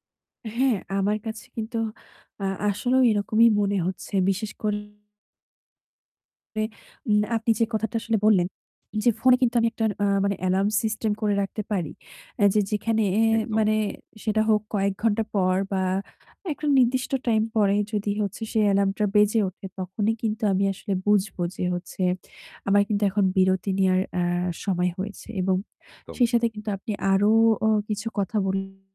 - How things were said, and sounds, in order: static; distorted speech; other background noise
- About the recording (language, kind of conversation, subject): Bengali, advice, বহু ডিভাইস থেকে আসা নোটিফিকেশনগুলো কীভাবে আপনাকে বিভ্রান্ত করে আপনার কাজ আটকে দিচ্ছে?